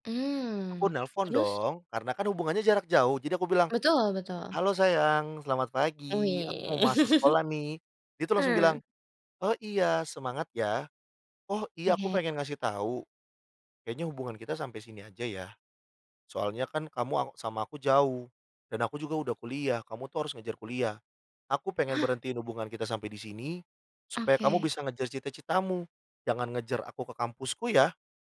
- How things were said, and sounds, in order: laugh; other background noise
- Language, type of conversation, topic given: Indonesian, podcast, Musik apa yang paling kamu suka dengarkan saat sedang sedih, dan kenapa?